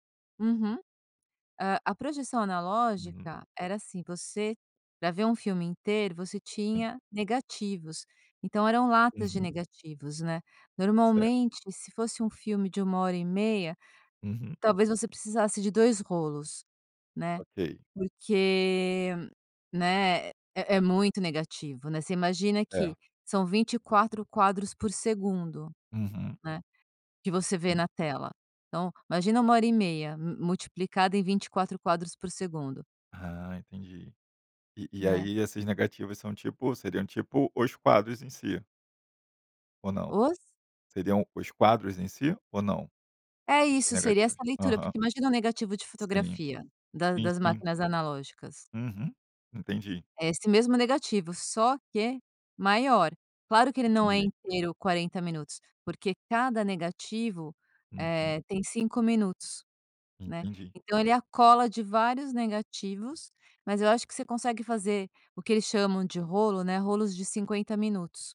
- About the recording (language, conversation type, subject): Portuguese, podcast, Qual estratégia simples você recomenda para relaxar em cinco minutos?
- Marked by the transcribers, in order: none